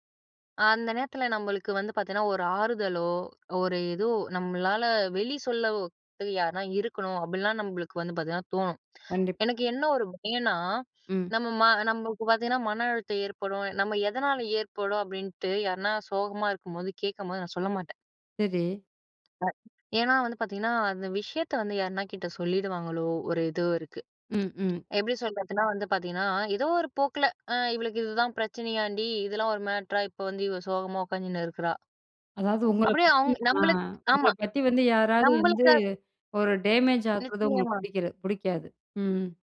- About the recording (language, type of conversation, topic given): Tamil, podcast, மன அழுத்தமாக இருக்கிறது என்று உங்களுக்கு புரிந்தவுடன் முதலில் நீங்கள் என்ன செய்கிறீர்கள்?
- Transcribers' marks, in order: unintelligible speech; other noise; in English: "டேமேஜ்"